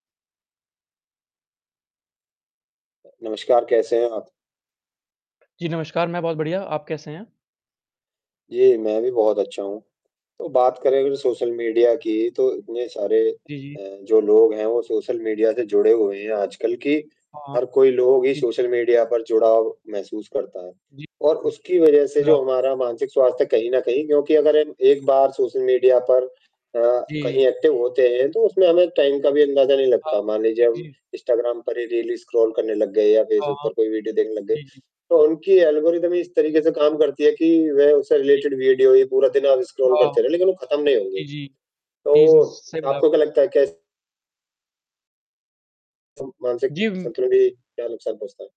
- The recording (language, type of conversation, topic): Hindi, unstructured, क्या सामाजिक मीडिया हमारे मानसिक स्वास्थ्य को नुकसान पहुँचाता है?
- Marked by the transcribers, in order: static; distorted speech; in English: "एक्टिव"; in English: "टाइम"; in English: "स्क्रॉल"; in English: "एल्गोरिदम"; in English: "रिलेटेड"; in English: "स्क्रॉल"; unintelligible speech